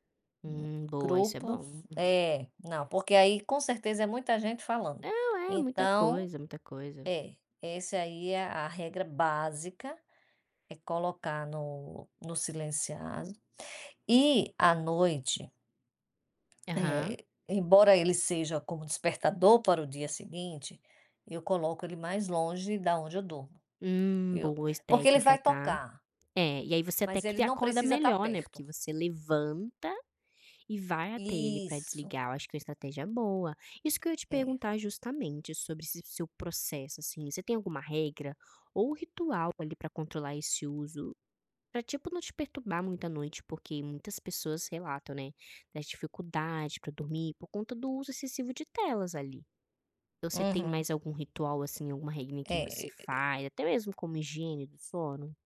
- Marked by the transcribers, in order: tapping; other background noise
- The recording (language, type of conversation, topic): Portuguese, podcast, Como você usa o celular no seu dia a dia?